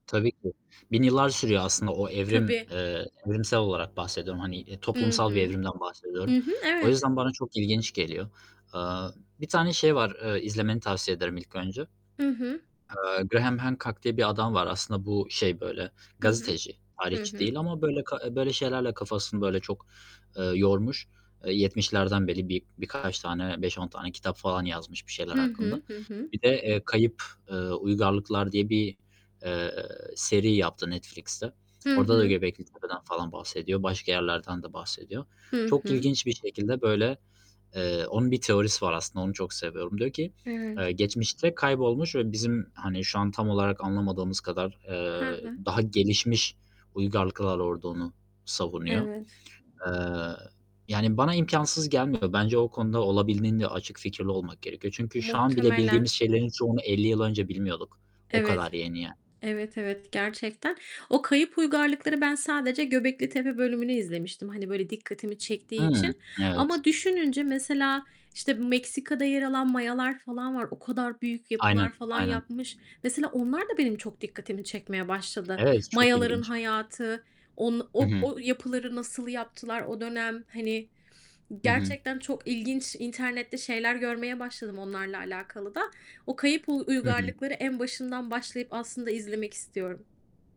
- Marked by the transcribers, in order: static; distorted speech; other background noise
- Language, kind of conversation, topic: Turkish, unstructured, Geçmişteki hangi medeniyet sizi en çok şaşırttı?